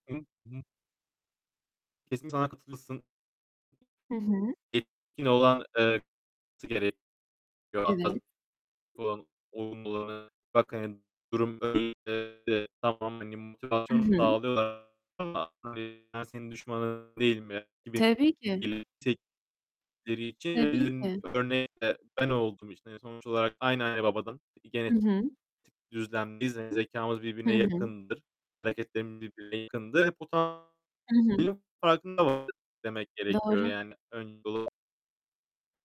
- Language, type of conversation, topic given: Turkish, unstructured, Kardeşler arasındaki rekabet sağlıklı mı?
- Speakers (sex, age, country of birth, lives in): female, 25-29, Turkey, Italy; male, 25-29, Turkey, Germany
- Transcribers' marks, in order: distorted speech; unintelligible speech; tapping; static; unintelligible speech; unintelligible speech; unintelligible speech; unintelligible speech